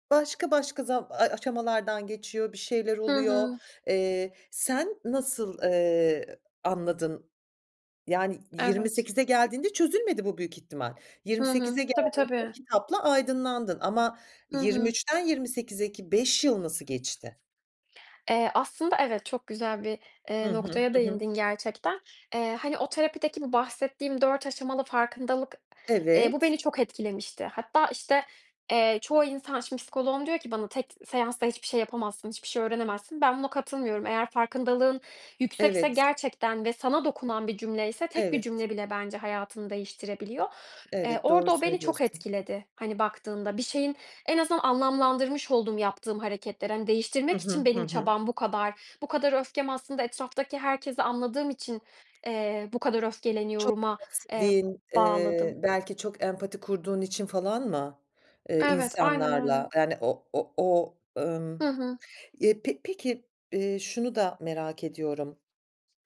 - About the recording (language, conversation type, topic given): Turkish, podcast, Hayatındaki en önemli dersi neydi ve bunu nereden öğrendin?
- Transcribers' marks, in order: tapping; other background noise; unintelligible speech